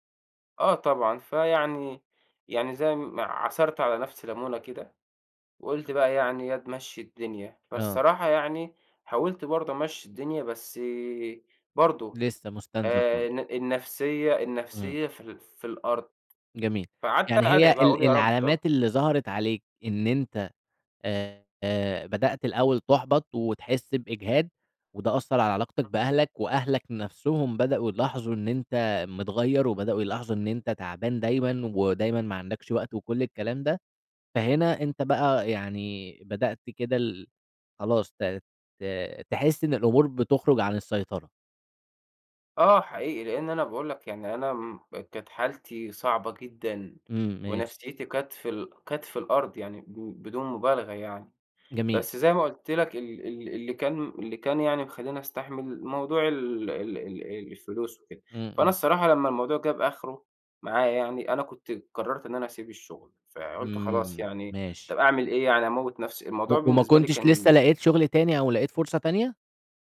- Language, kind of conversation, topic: Arabic, podcast, إيه العلامات اللي بتقول إن شغلك بيستنزفك؟
- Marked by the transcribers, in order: none